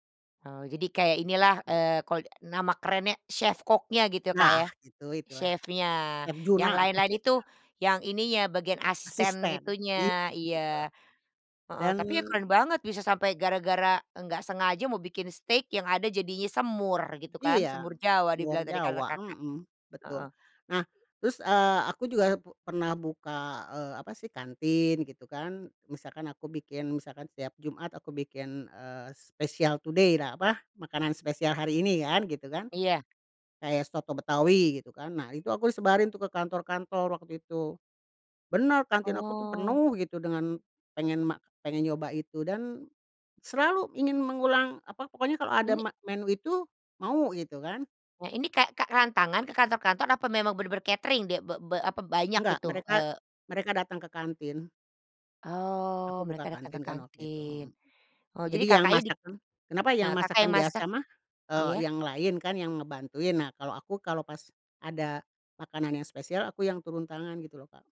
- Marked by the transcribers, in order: in English: "chef cook-nya"; in English: "chef-nya"; tongue click; hiccup; in English: "today"; tapping
- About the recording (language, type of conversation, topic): Indonesian, podcast, Pernahkah kamu mengubah resep keluarga? Apa alasannya dan bagaimana rasanya?